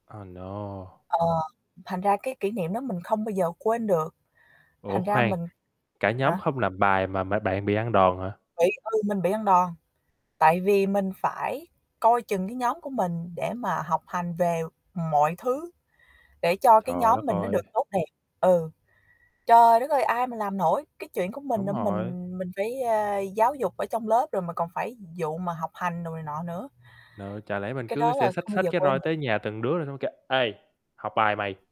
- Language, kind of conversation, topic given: Vietnamese, unstructured, Bạn có bao giờ muốn quay lại một khoảnh khắc trong quá khứ không?
- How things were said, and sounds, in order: in English: "no"; static; distorted speech; other background noise